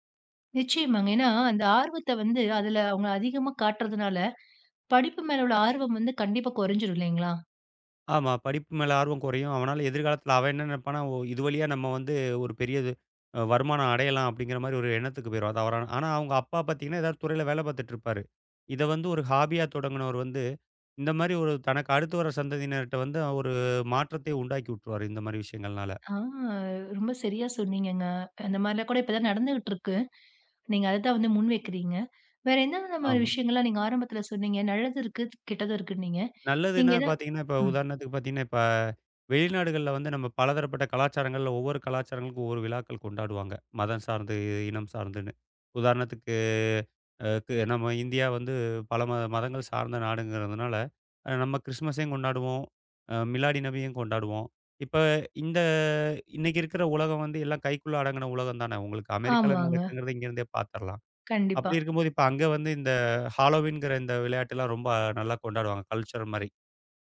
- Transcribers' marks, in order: tapping; in English: "ஹாபியா"; other background noise; in English: "ஹாலோவின்ங்கற"; in English: "கல்ட்சர்"
- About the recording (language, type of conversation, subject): Tamil, podcast, சமூக ஊடகங்கள் எந்த அளவுக்கு கலாச்சாரத்தை மாற்றக்கூடும்?